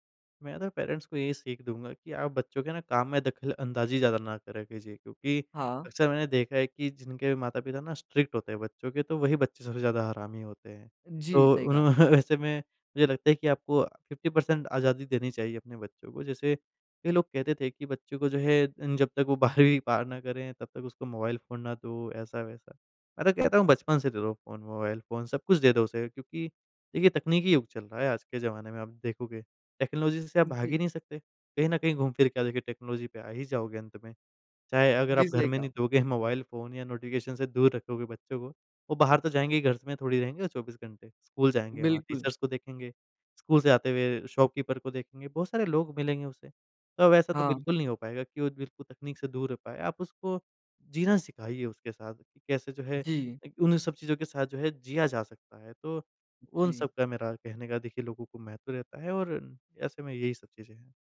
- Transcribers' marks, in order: in English: "पेरेंट्स"; in English: "स्ट्रिक्ट"; laughing while speaking: "उन्होंने"; in English: "फिफ्टी पर्सेंट"; laughing while speaking: "बाहरवीं"; in English: "टेक्नोलॉजी"; in English: "टेक्नोलॉजी"; in English: "टीचर्स"; in English: "शॉपकीपर"
- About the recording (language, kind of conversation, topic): Hindi, podcast, आप सूचनाओं की बाढ़ को कैसे संभालते हैं?